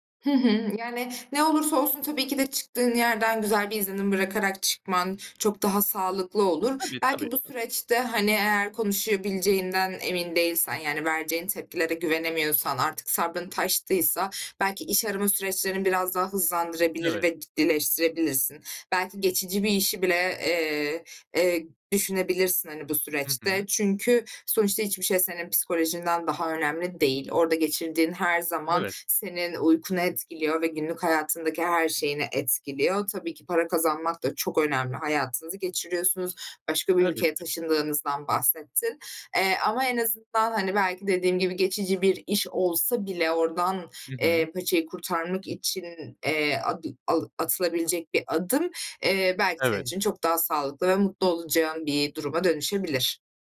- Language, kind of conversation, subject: Turkish, advice, İş stresi uykumu etkiliyor ve konsantre olamıyorum; ne yapabilirim?
- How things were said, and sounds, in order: tapping; other background noise; unintelligible speech